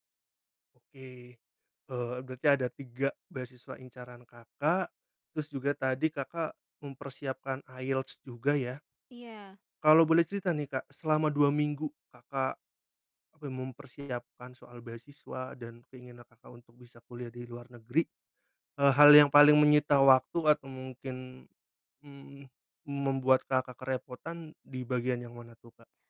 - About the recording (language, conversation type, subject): Indonesian, podcast, Apakah kamu pernah kepikiran untuk ganti karier, dan kenapa?
- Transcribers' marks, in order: none